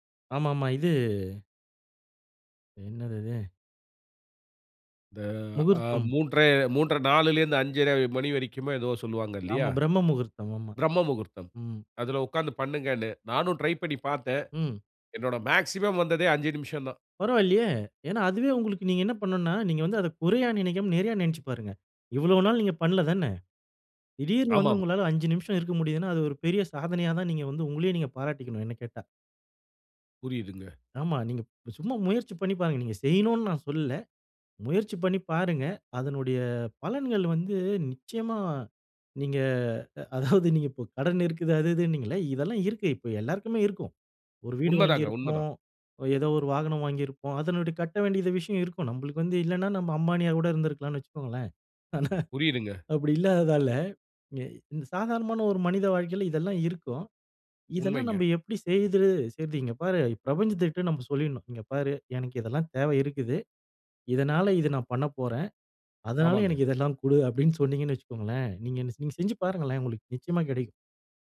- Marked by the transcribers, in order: in English: "மேக்ஸிமம்"; surprised: "பரவாயில்லயே!"; "இவ்வளவு" said as "இவ்ளோ"; "தானே" said as "தான"; laughing while speaking: "அதாவது"; laughing while speaking: "ஆனா"
- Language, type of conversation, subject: Tamil, podcast, அழுத்தம் அதிகமான நாளை நீங்கள் எப்படிச் சமாளிக்கிறீர்கள்?